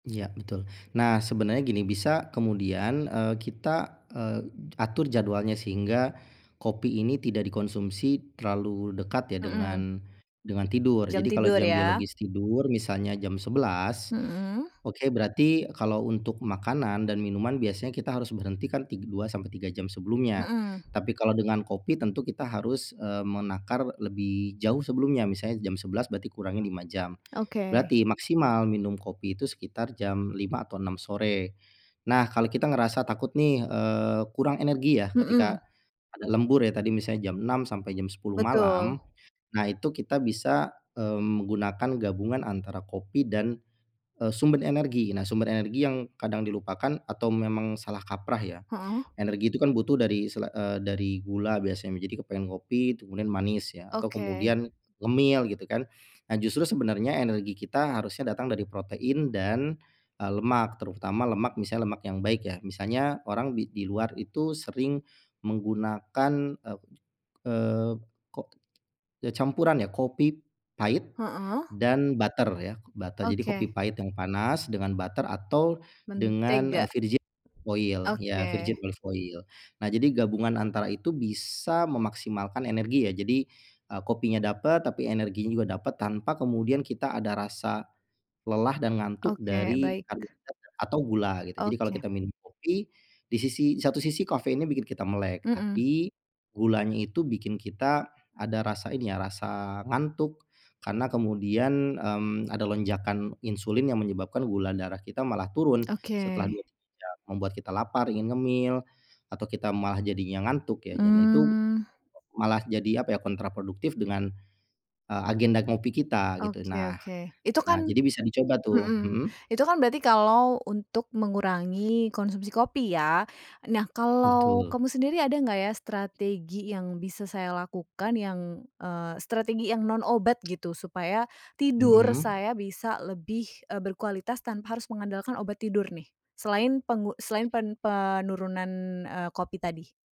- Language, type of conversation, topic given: Indonesian, advice, Seperti apa pengalaman Anda saat mengandalkan obat tidur untuk bisa tidur?
- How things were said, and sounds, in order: other background noise; tapping; in English: "butter"; in English: "butter"; in English: "butter"; in English: "virgin oil"; in English: "virgin olive oil"; "dan" said as "jan"